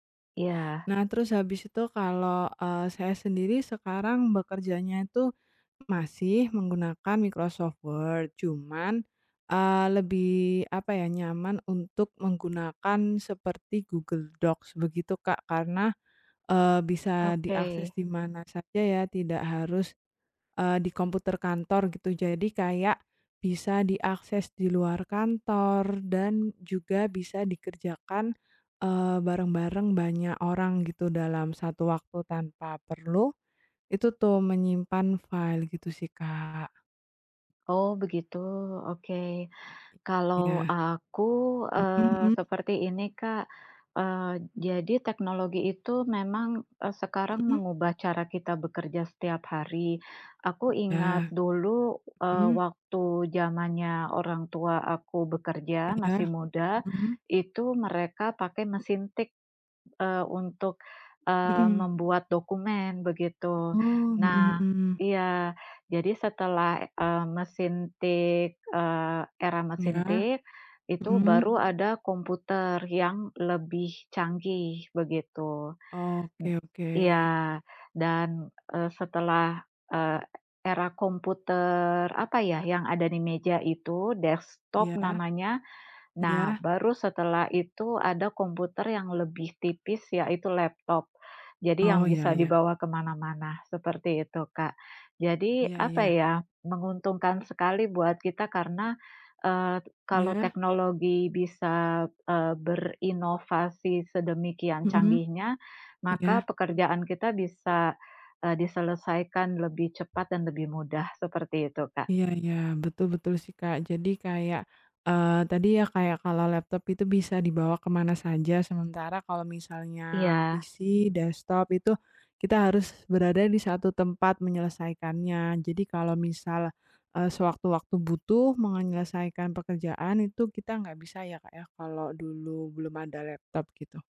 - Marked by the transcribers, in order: tapping; other background noise; in English: "desktop"; in English: "desktop"
- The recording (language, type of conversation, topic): Indonesian, unstructured, Bagaimana teknologi mengubah cara kita bekerja setiap hari?